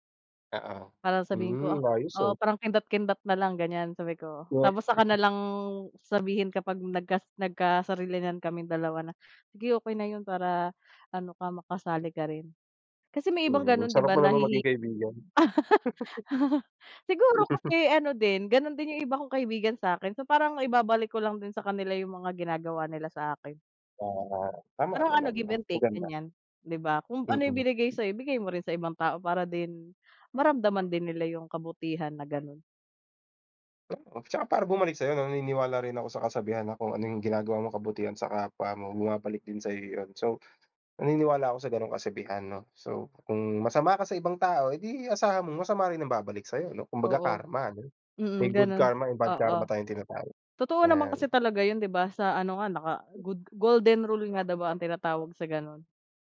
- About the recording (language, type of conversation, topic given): Filipino, unstructured, Paano mo ipinapakita ang kabutihan sa araw-araw?
- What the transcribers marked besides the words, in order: chuckle; laugh; chuckle; tapping; in English: "give and take"; dog barking; in English: "naka good golden rule"